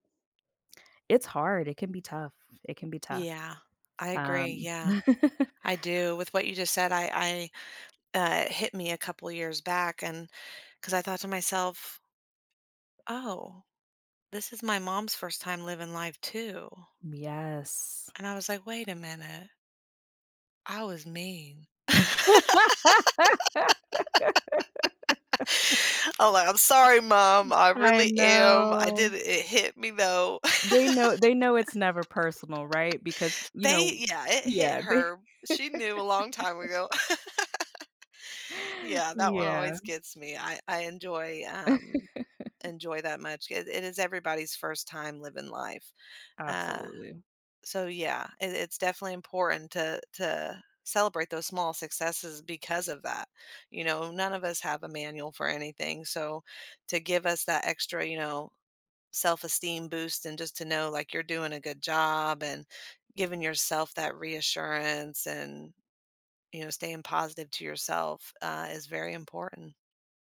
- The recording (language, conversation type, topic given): English, unstructured, Why is it important to recognize and celebrate small achievements in our lives?
- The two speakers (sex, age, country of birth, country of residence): female, 30-34, United States, United States; female, 40-44, United States, United States
- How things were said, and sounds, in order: other background noise; tapping; laugh; laugh; laugh; drawn out: "know"; laugh; laugh; laugh